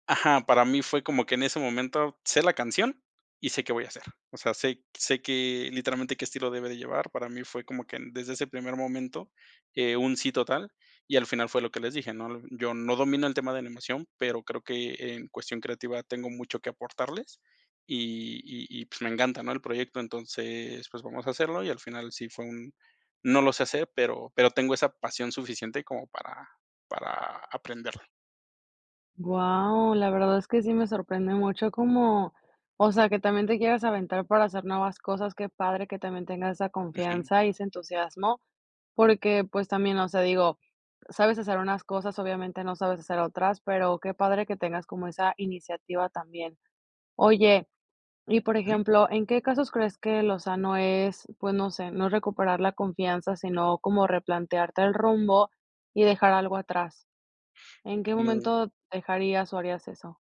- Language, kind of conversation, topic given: Spanish, podcast, ¿Cómo recuperas la confianza después de fallar?
- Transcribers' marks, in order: other noise